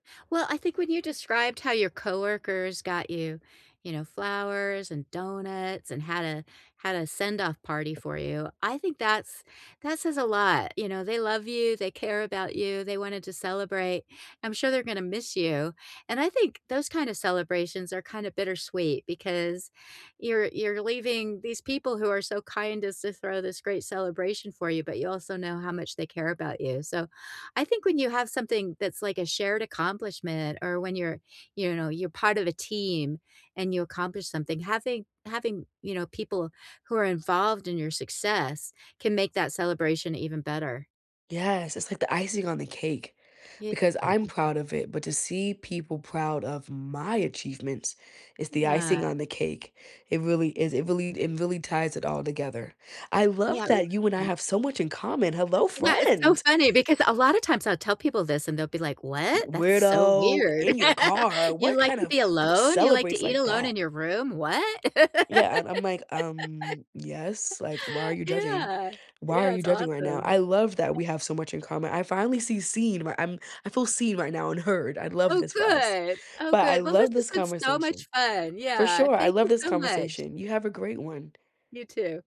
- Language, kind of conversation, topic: English, unstructured, What is your favorite way to celebrate small achievements?
- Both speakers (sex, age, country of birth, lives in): female, 25-29, United States, United States; female, 60-64, United States, United States
- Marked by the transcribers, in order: other background noise; unintelligible speech; joyful: "Hello, friend!"; put-on voice: "What? That's so weird. You … your room? What?"; laugh; laugh; joyful: "Well, this has been so much fun. Yeah. Thank you so much"